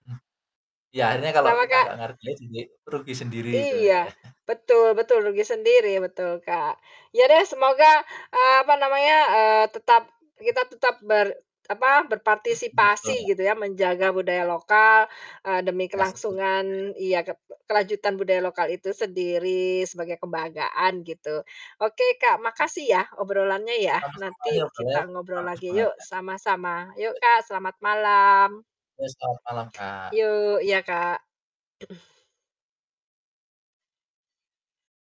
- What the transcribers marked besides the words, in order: distorted speech; tapping; chuckle; unintelligible speech; unintelligible speech; other background noise; static; throat clearing
- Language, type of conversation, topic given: Indonesian, unstructured, Bisakah kamu memaklumi orang yang tidak menghargai budaya lokal?